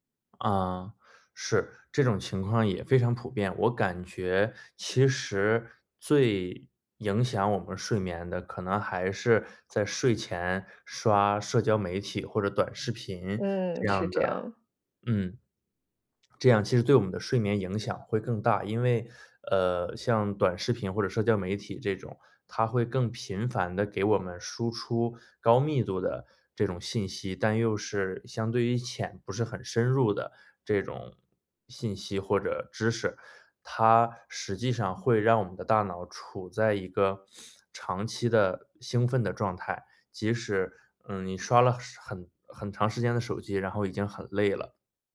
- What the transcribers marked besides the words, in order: other background noise; lip smack; sniff
- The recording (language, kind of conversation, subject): Chinese, advice, 为什么我很难坚持早睡早起的作息？